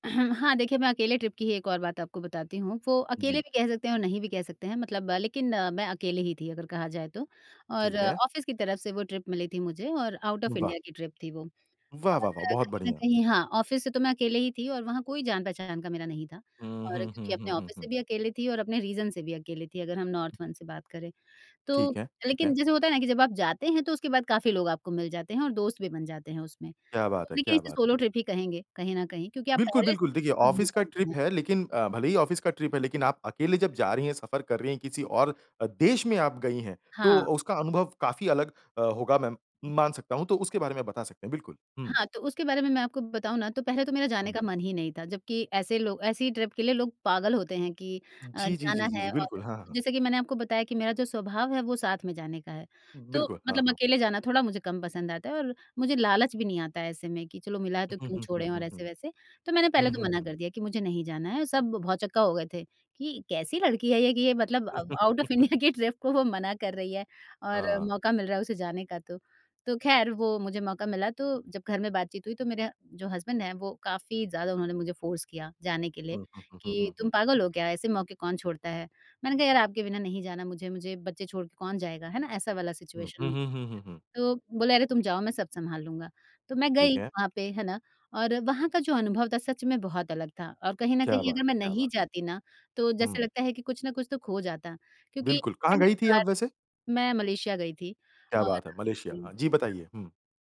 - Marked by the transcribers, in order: throat clearing; in English: "ट्रिप"; in English: "ऑफिस"; in English: "ट्रिप"; in English: "आउट ऑफ इंडिया"; in English: "ट्रिप"; in English: "ऑफिस"; in English: "ऑफिस"; in English: "रीजन"; in English: "नॉर्थ वन"; in English: "सोलो ट्रिप"; in English: "ऑफ़िस"; in English: "ट्रिप"; in English: "ऑफ़िस"; in English: "ट्रिप"; in English: "ट्रिप"; chuckle; laughing while speaking: "अ, आउट ऑफ़ इंडिया के ट्रिप"; in English: "आउट ऑफ़ इंडिया"; in English: "ट्रिप"; in English: "हस्बैंड"; in English: "फोर्स"; in English: "सिचुएशन"; other background noise
- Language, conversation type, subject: Hindi, podcast, क्या आपको अकेले यात्रा के दौरान अचानक किसी की मदद मिलने का कोई अनुभव है?